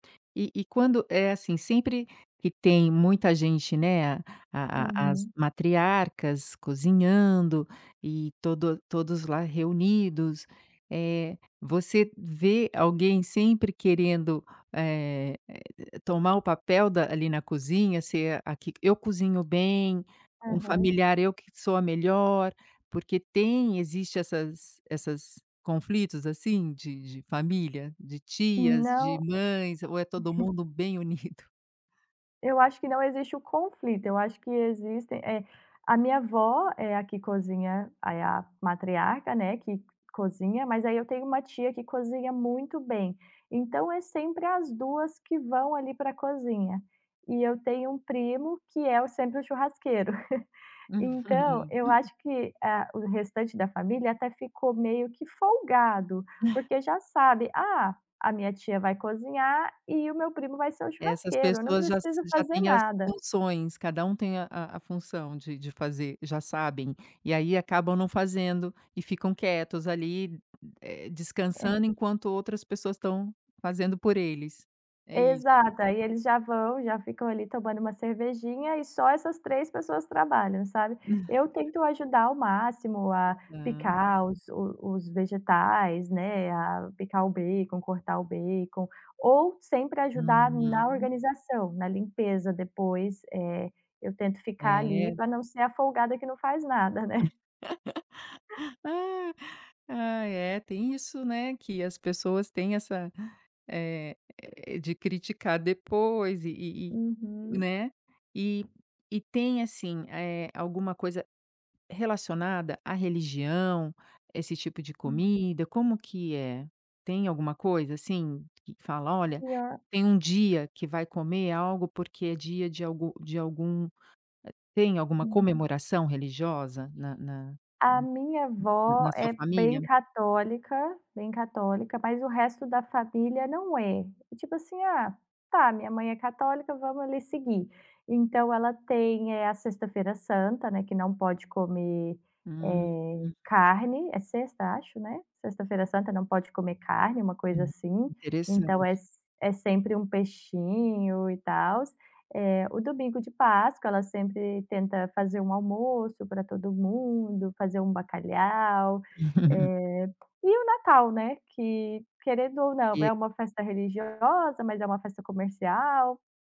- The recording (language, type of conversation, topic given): Portuguese, podcast, Qual é o papel da comida nas lembranças e nos encontros familiares?
- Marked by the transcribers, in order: tapping; chuckle; chuckle; other background noise; laugh; chuckle